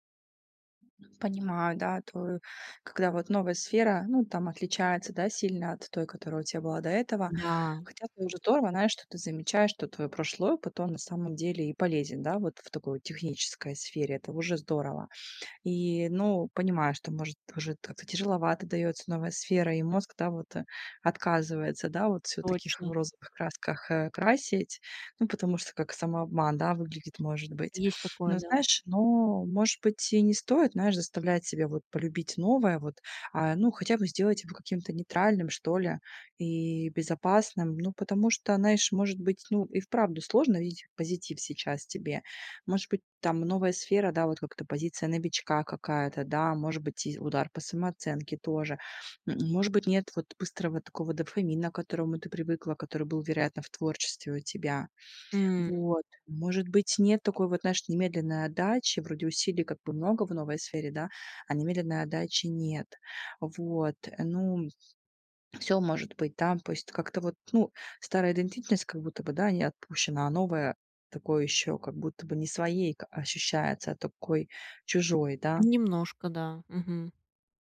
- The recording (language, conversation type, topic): Russian, advice, Как принять изменения и научиться видеть потерю как новую возможность для роста?
- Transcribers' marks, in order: other background noise; drawn out: "М"